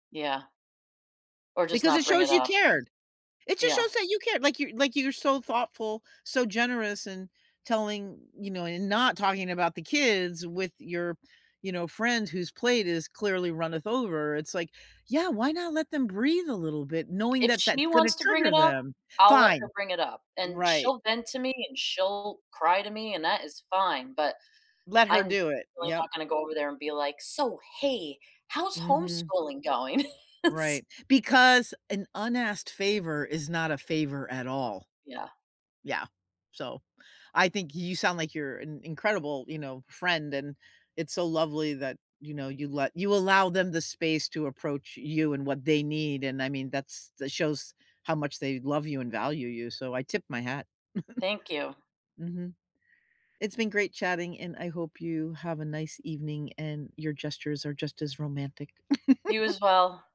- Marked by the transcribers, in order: other background noise; laugh; laughing while speaking: "It's"; chuckle; laugh
- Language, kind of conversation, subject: English, unstructured, What small, everyday gestures keep your relationship feeling romantic, and how do you make them consistent?